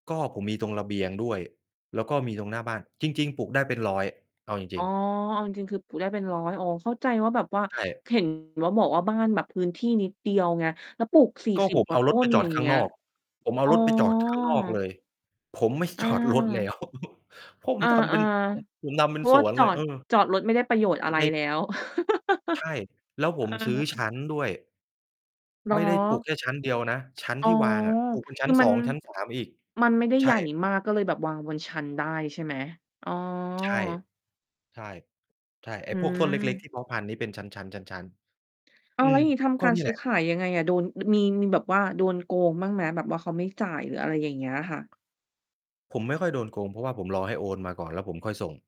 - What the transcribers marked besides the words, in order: distorted speech; drawn out: "อ๋อ"; laughing while speaking: "ไม่จอดรถแล้ว ผมทำเป็น"; laugh; other background noise; mechanical hum
- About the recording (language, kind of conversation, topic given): Thai, podcast, คุณเคยเปลี่ยนงานอดิเรกให้กลายเป็นรายได้ไหม ช่วยเล่าให้ฟังหน่อยได้ไหม?
- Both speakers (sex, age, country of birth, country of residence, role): female, 30-34, Thailand, Thailand, host; male, 35-39, Thailand, Thailand, guest